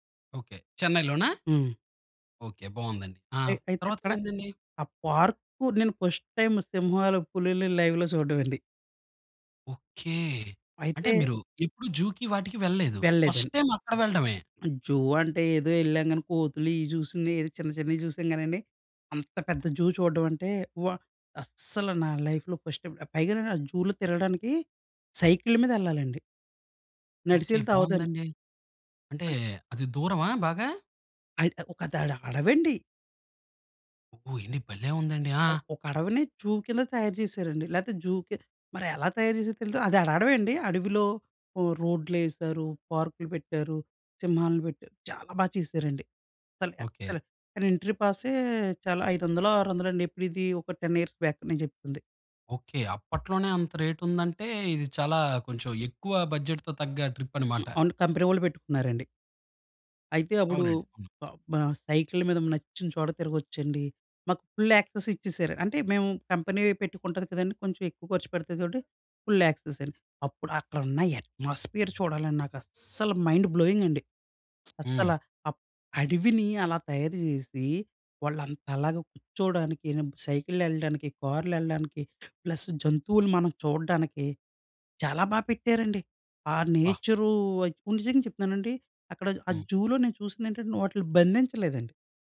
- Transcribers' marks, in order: in English: "ఫస్ట్ టైం"; in English: "లైవ్‌లో"; in English: "జూకి"; in English: "ఫస్ట్ టైం"; in English: "జూ"; stressed: "అంత పెద్ద"; in English: "జూ"; in English: "లైఫ్‌లో ఫస్ట్ టైం"; in English: "జూలో"; other background noise; tapping; in English: "జూ"; in English: "జూకి"; in English: "ఎక్స్‌లెంట్"; in English: "ఎంట్రీ"; in English: "టెన్ ఇయర్స్ బ్యాక్"; in English: "బడ్జెట్‌తో"; in English: "ట్రిప్"; other noise; in English: "ఫుల్ యాక్సెస్"; in English: "ఫుల్ యాక్సెస్"; in English: "అట్మాస్ఫియర్"; in English: "మైండ్ బ్లోయింగ్"; in English: "ప్లస్"
- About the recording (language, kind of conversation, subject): Telugu, podcast, ప్రకృతిలో మీరు అనుభవించిన అద్భుతమైన క్షణం ఏమిటి?